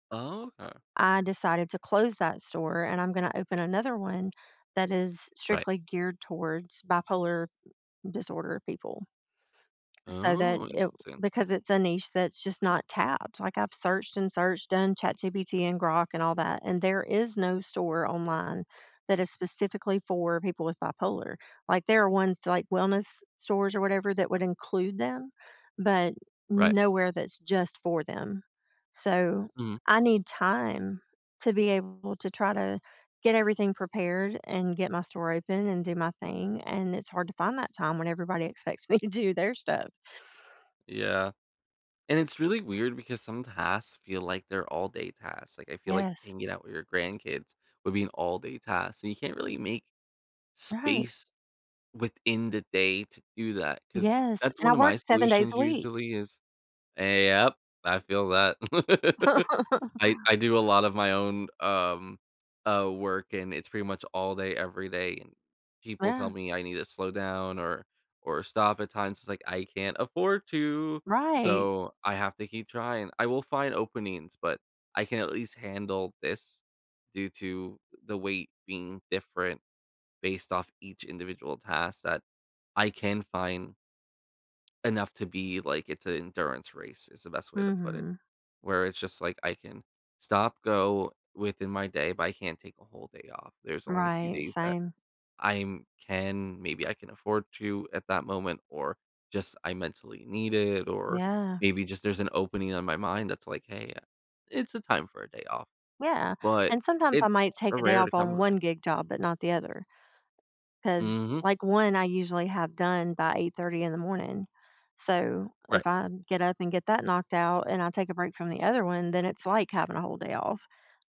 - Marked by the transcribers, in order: other background noise; laughing while speaking: "me to"; tapping; laugh; put-on voice: "I can't afford to"
- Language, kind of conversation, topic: English, unstructured, How can I make space for personal growth amid crowded tasks?